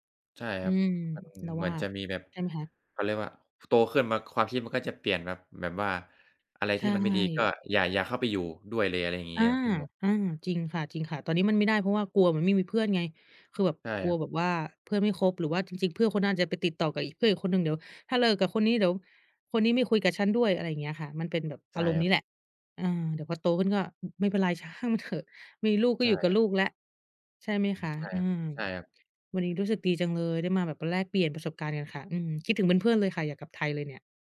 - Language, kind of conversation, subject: Thai, unstructured, เพื่อนที่ดีมีผลต่อชีวิตคุณอย่างไรบ้าง?
- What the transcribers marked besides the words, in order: none